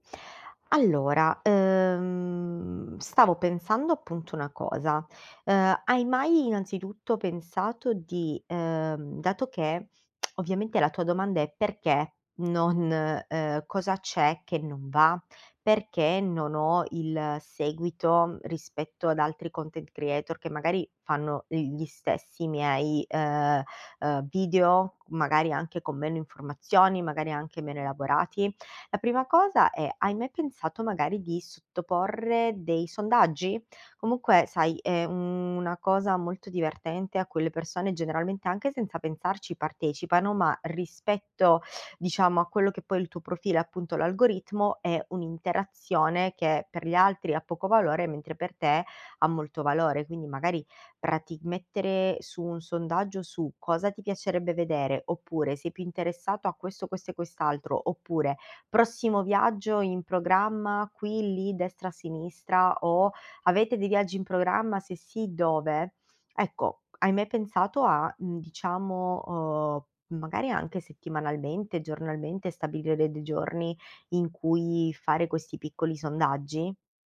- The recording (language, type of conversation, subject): Italian, advice, Come posso superare il blocco creativo e la paura di pubblicare o mostrare il mio lavoro?
- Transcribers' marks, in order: drawn out: "uhm"; tsk; other background noise